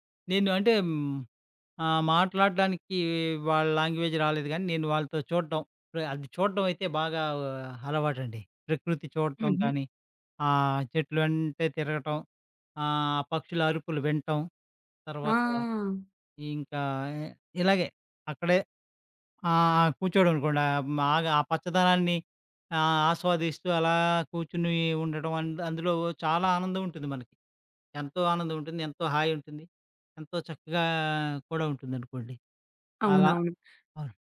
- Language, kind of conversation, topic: Telugu, podcast, రోజువారీ పనిలో ఆనందం పొందేందుకు మీరు ఏ చిన్న అలవాట్లు ఎంచుకుంటారు?
- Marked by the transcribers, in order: in English: "లాంగ్వేజ్"; tapping